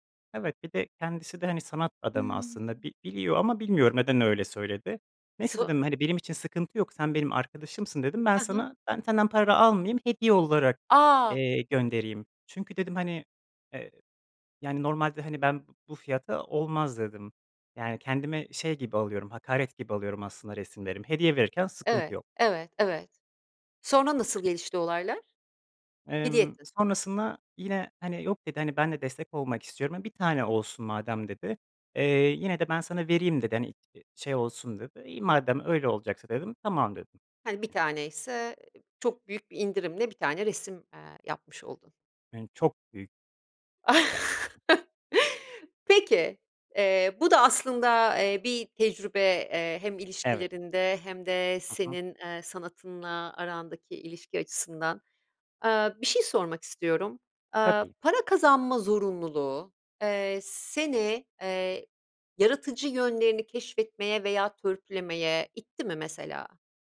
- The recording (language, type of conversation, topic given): Turkish, podcast, Sanat ve para arasında nasıl denge kurarsın?
- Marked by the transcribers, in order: unintelligible speech; tapping; other background noise; chuckle